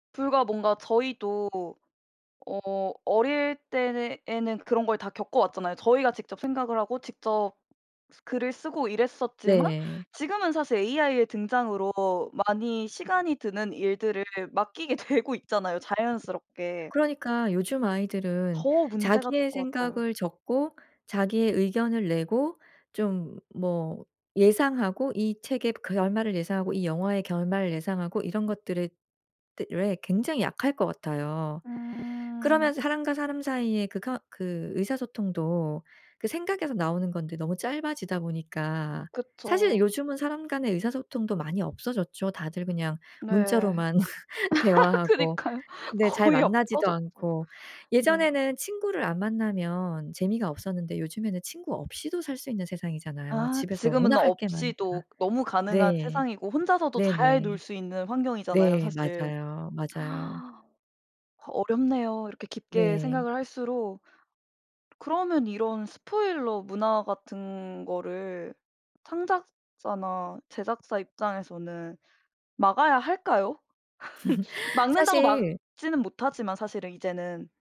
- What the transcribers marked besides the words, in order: other background noise; laughing while speaking: "되고"; drawn out: "음"; laugh; laughing while speaking: "그니까요. 거의 없어졌죠"; laugh; inhale; tapping; in English: "spoiler"; laugh
- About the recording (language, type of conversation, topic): Korean, podcast, 스포일러 문화가 시청 경험을 어떻게 바꿀까요?